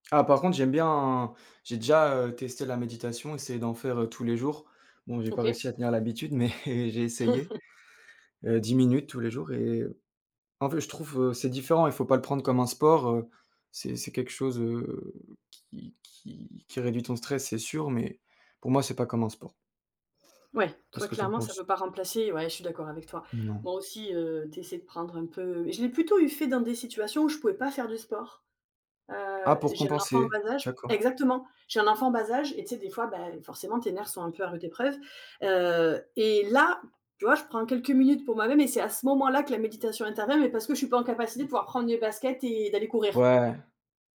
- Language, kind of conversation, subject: French, unstructured, Comment le sport peut-il aider à gérer le stress ?
- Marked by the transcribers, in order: chuckle; laughing while speaking: "mais"; tapping; alarm